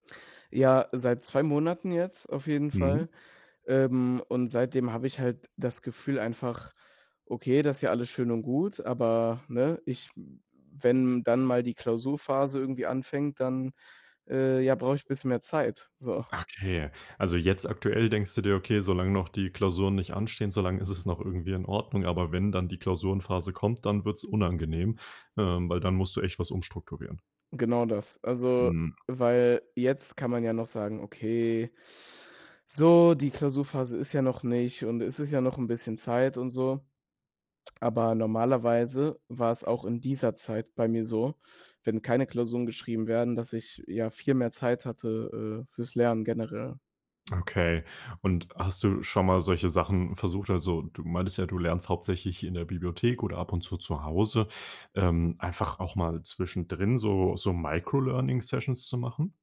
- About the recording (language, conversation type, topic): German, podcast, Wie findest du im Alltag Zeit zum Lernen?
- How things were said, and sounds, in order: other background noise; put-on voice: "Okay, so, die Klausurphase ist ja noch nicht"; stressed: "dieser"; in English: "Microlearning Sessions"